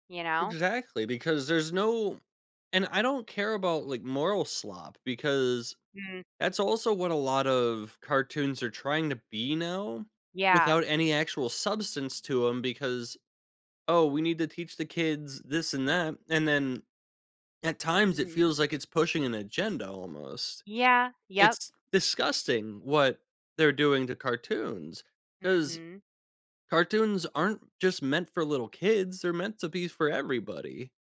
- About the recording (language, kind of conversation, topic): English, unstructured, What role should censorship play in shaping art and media?
- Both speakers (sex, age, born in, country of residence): female, 40-44, United States, United States; male, 20-24, United States, United States
- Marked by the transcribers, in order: none